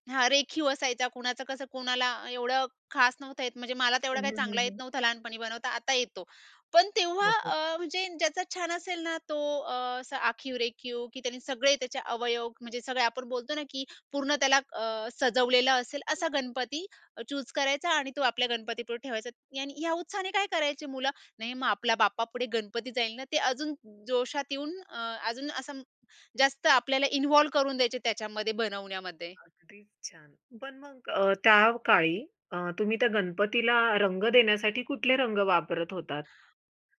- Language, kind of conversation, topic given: Marathi, podcast, लहानपणी तुम्ही स्वतःची खेळणी बनवली होती का?
- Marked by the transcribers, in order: unintelligible speech; in English: "चूज"; tapping